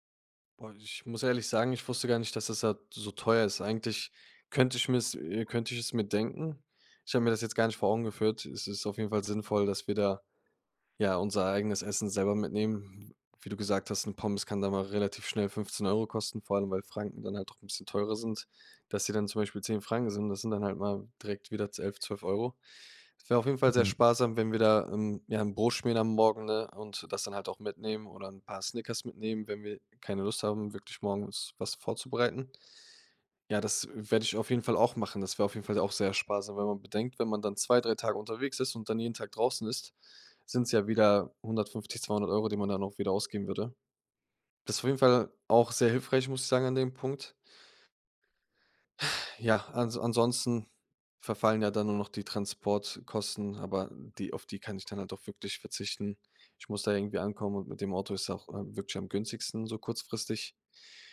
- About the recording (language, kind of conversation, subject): German, advice, Wie kann ich trotz begrenztem Budget und wenig Zeit meinen Urlaub genießen?
- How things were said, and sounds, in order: sigh